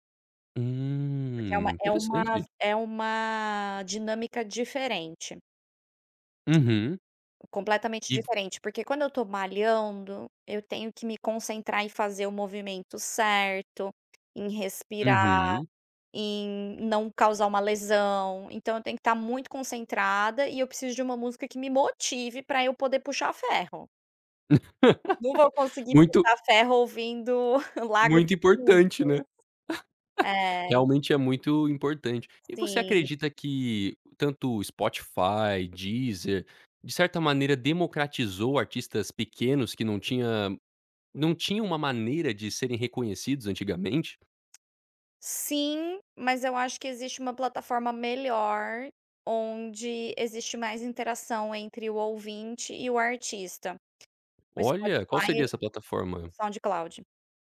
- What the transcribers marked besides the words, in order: tapping; other background noise; laugh; other noise; laugh
- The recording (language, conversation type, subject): Portuguese, podcast, Como a internet mudou a forma de descobrir música?